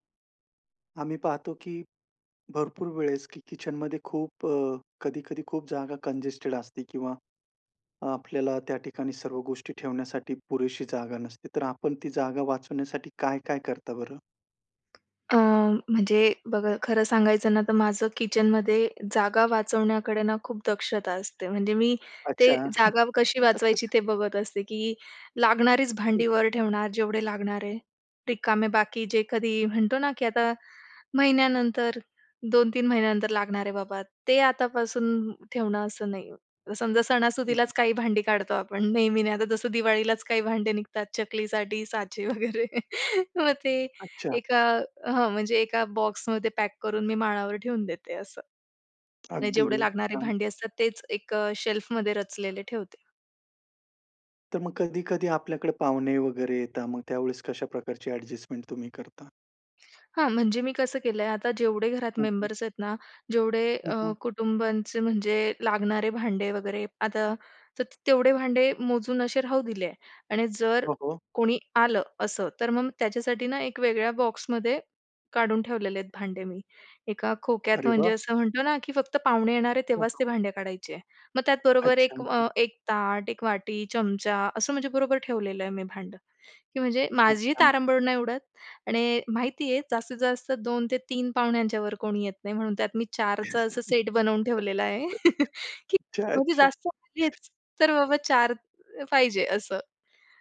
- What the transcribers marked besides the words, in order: in English: "कंजेस्टेड"; tapping; chuckle; laughing while speaking: "साचे वगैरे"; chuckle; in English: "शेल्फमध्ये"; chuckle; laughing while speaking: "अच्छा, अच्छा"; chuckle
- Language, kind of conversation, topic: Marathi, podcast, किचनमध्ये जागा वाचवण्यासाठी काय करता?